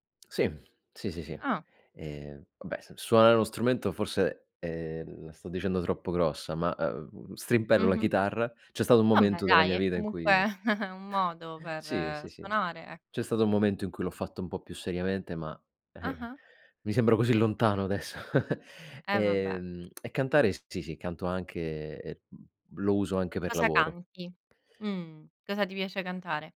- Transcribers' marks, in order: chuckle; chuckle; tsk
- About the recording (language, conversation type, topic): Italian, podcast, Qual è una canzone che ti riporta subito all’infanzia?